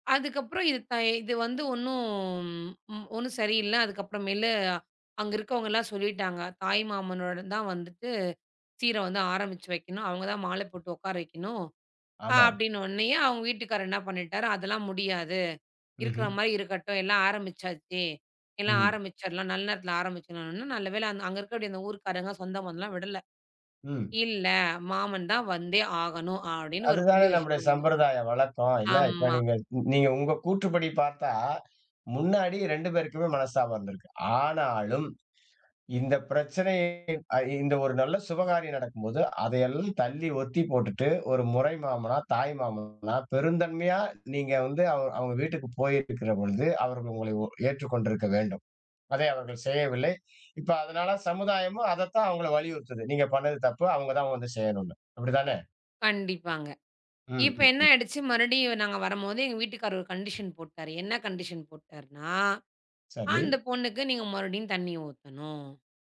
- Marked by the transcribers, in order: drawn out: "ஒன்னும்"; other background noise; in English: "கண்டிஷ்ன்"; in English: "கண்டிஷ்ன்"
- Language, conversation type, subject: Tamil, podcast, தீவிரமான மோதலுக்குப் பிறகு உரையாடலை மீண்டும் தொடங்க நீங்கள் எந்த வார்த்தைகளைப் பயன்படுத்துவீர்கள்?